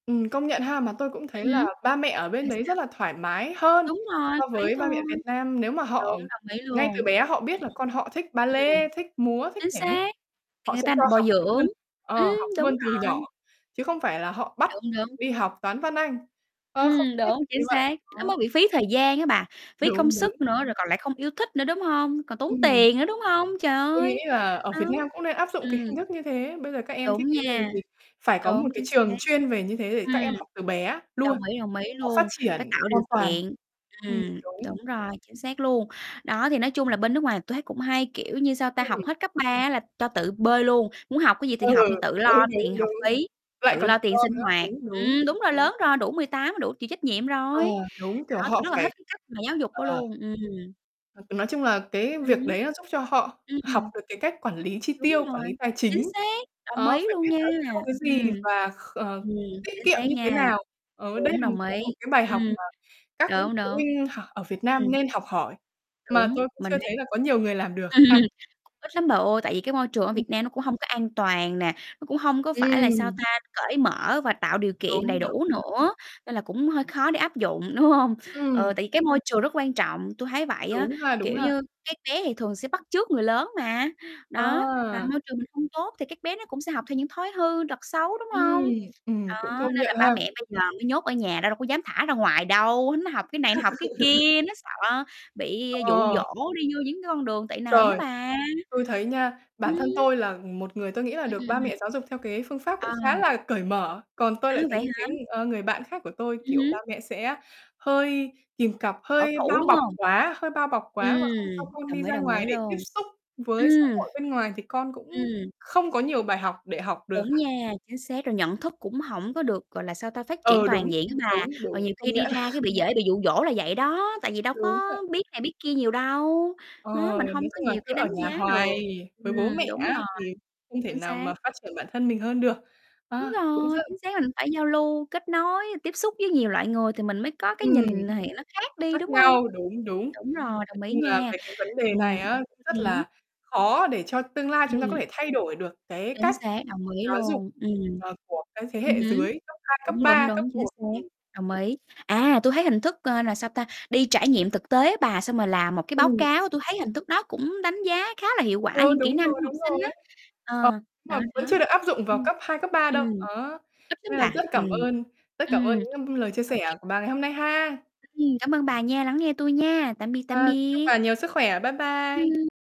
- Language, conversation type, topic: Vietnamese, unstructured, Bạn có nghĩ thi cử giúp đánh giá đúng năng lực không?
- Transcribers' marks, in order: static; other background noise; distorted speech; tapping; chuckle; laughing while speaking: "hông?"; laugh; laughing while speaking: "nhận"